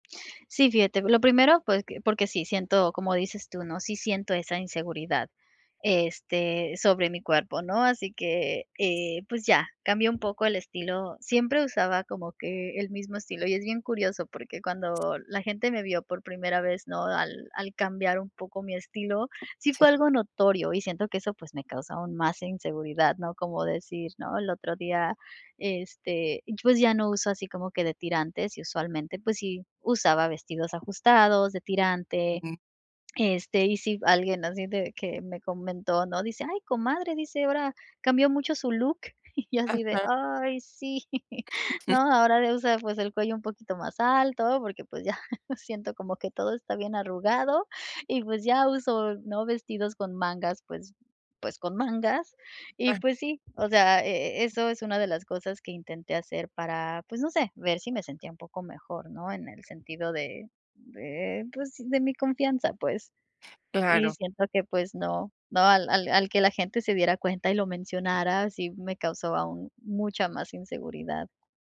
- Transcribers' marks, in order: other noise; tapping; chuckle; laughing while speaking: "ya"; chuckle
- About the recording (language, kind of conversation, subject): Spanish, advice, ¿Cómo vives la ansiedad social cuando asistes a reuniones o eventos?